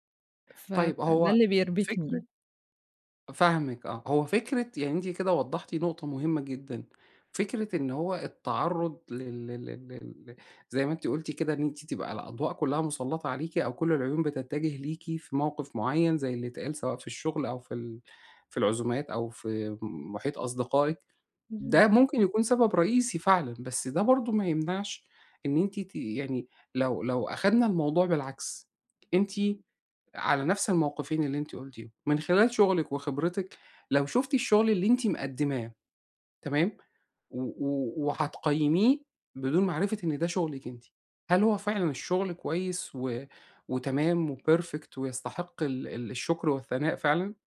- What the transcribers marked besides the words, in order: tapping; in English: "وperfect"
- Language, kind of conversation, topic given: Arabic, advice, إزاي أتعامل بثقة مع مجاملات الناس من غير ما أحس بإحراج أو انزعاج؟